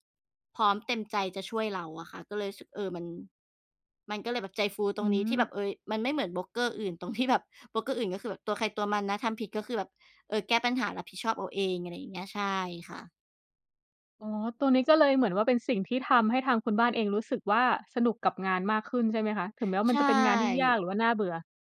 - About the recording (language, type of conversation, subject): Thai, unstructured, คุณทำส่วนไหนของงานแล้วรู้สึกสนุกที่สุด?
- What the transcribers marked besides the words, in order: none